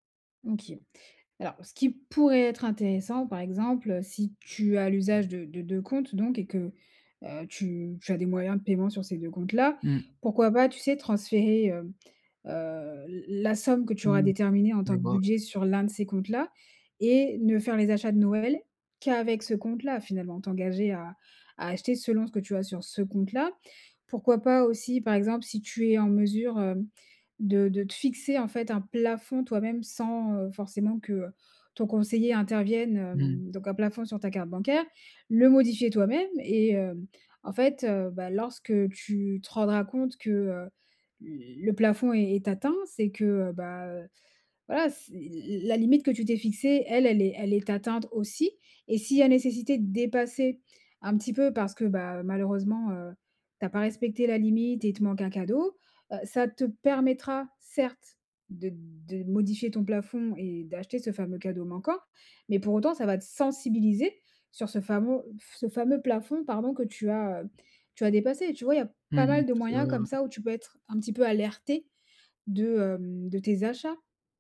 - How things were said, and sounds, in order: stressed: "pourrait"
- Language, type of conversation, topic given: French, advice, Comment puis-je acheter des vêtements ou des cadeaux ce mois-ci sans dépasser mon budget ?